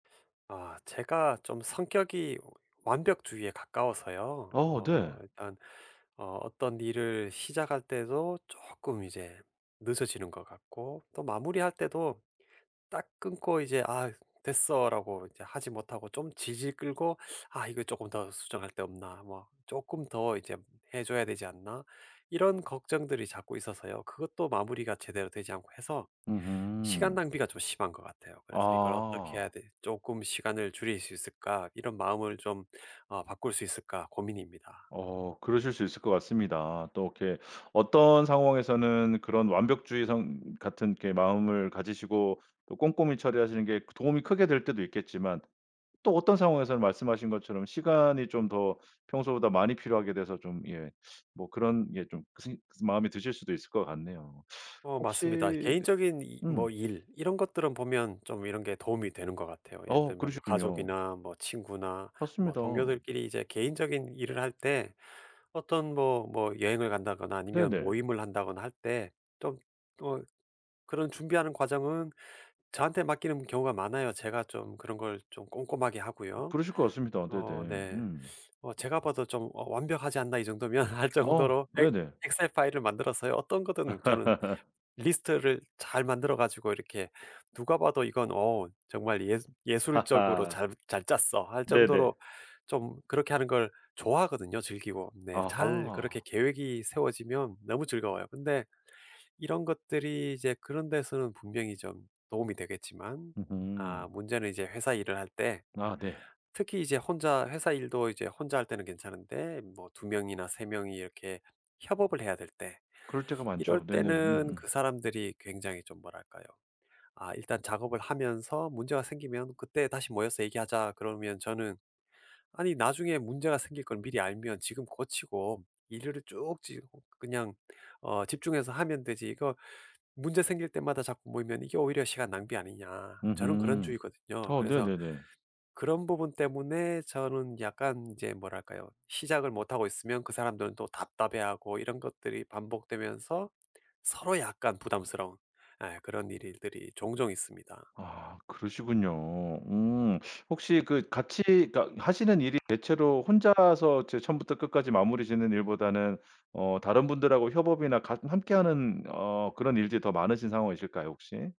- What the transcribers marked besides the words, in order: other background noise; tapping; teeth sucking; laughing while speaking: "정도면"; laugh
- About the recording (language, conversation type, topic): Korean, advice, 완벽주의 때문에 한 가지 일에 시간을 너무 많이 쓰게 되나요?